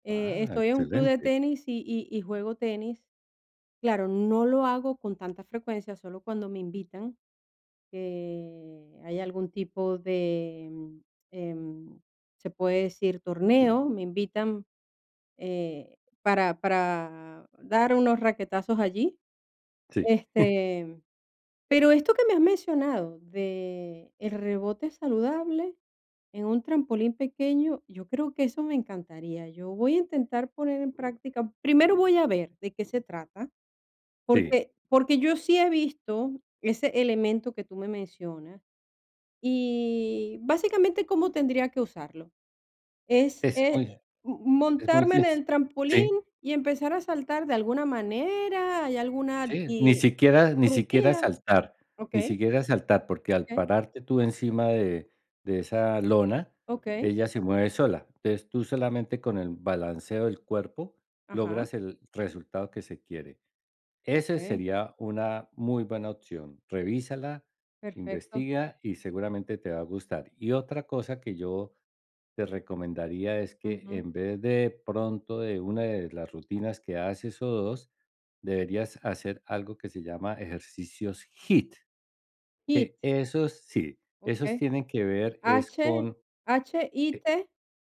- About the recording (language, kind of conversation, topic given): Spanish, advice, ¿Cómo te has sentido al no ver resultados a pesar de esforzarte mucho?
- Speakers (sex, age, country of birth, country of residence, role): female, 50-54, Venezuela, Portugal, user; male, 70-74, Colombia, United States, advisor
- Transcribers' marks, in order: drawn out: "que"; giggle